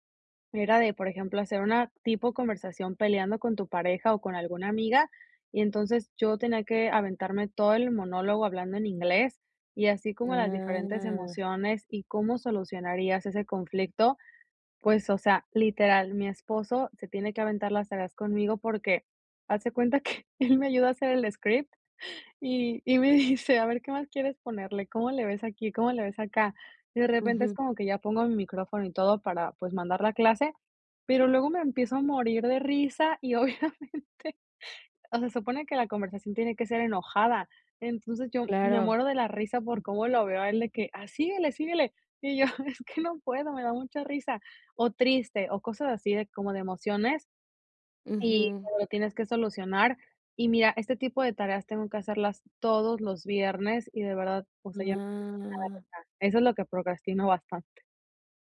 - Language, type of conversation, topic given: Spanish, advice, ¿Cómo puedo equilibrar mis pasatiempos con mis obligaciones diarias sin sentirme culpable?
- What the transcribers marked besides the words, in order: other background noise; drawn out: "Ah"; laughing while speaking: "que él me ayudó a hacer el script, y y me dice"; laughing while speaking: "obviamente"; laughing while speaking: "Es que no puedo me da mucha risa"; drawn out: "Ah"; unintelligible speech